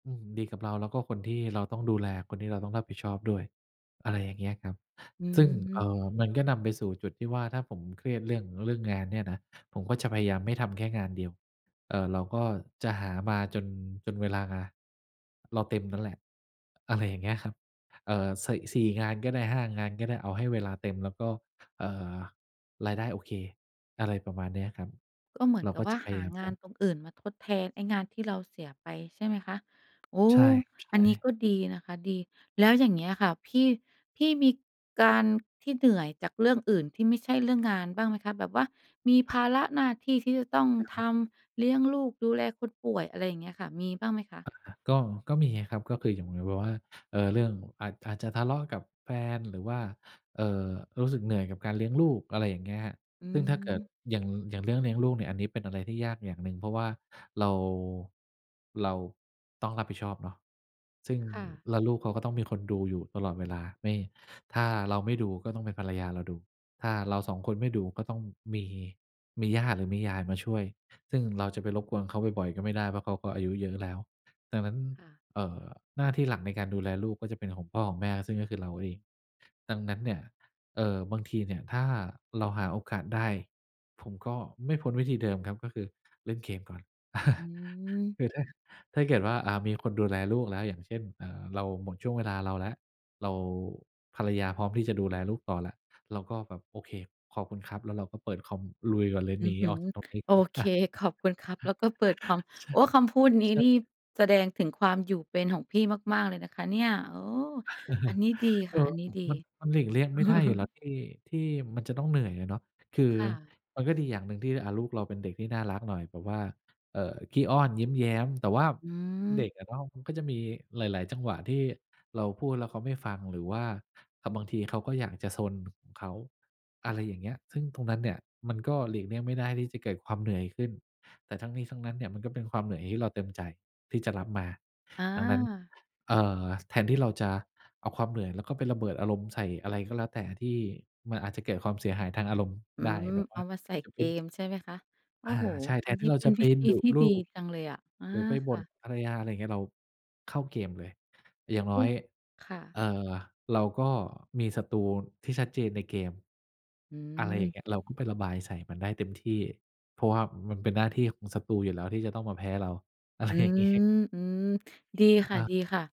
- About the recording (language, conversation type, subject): Thai, podcast, เทคนิคผ่อนคลายที่ไม่แพงและทำได้ทุกวันมีอะไรบ้าง?
- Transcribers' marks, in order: chuckle; chuckle; chuckle; chuckle; laughing while speaking: "อะไรอย่างงี้"